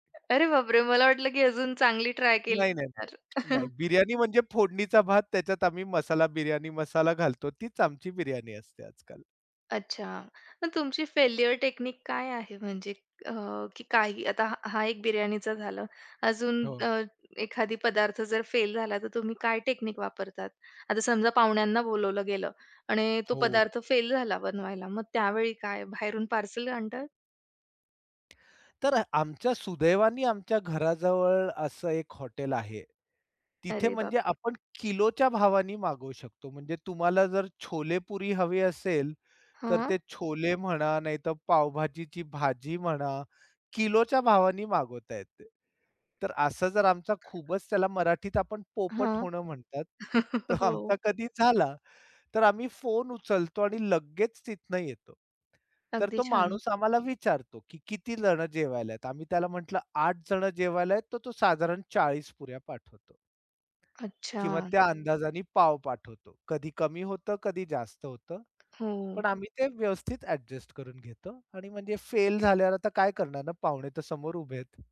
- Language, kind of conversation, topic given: Marathi, podcast, स्वयंपाक अधिक सर्जनशील करण्यासाठी तुमचे काही नियम आहेत का?
- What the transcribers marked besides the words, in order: laughing while speaking: "मला वाटलं, की अजून चांगली ट्राय केली असणार"; chuckle; in English: "फेल्युर टेक्निक"; in English: "टेक्निक"; other noise; other background noise; laughing while speaking: "तर आमचा कधी झाला"; chuckle; laughing while speaking: "हो"; tapping